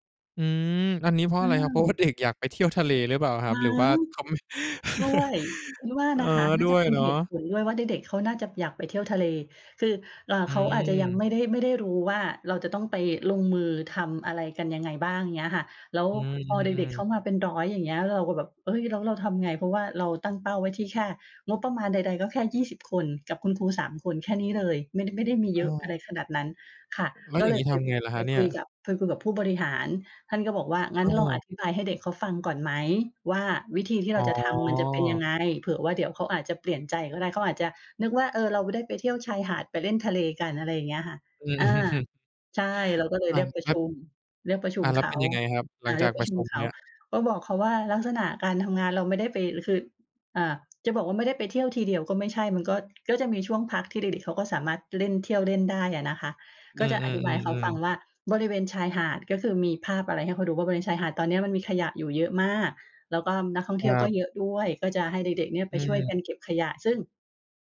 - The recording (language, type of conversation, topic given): Thai, podcast, คุณเคยเข้าร่วมกิจกรรมเก็บขยะหรือกิจกรรมอนุรักษ์สิ่งแวดล้อมไหม และช่วยเล่าให้ฟังได้ไหม?
- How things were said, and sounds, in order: laughing while speaking: "เด็ก"; laugh; drawn out: "อ๋อ"; laughing while speaking: "อือ"; "บริเวณ" said as "บอริ"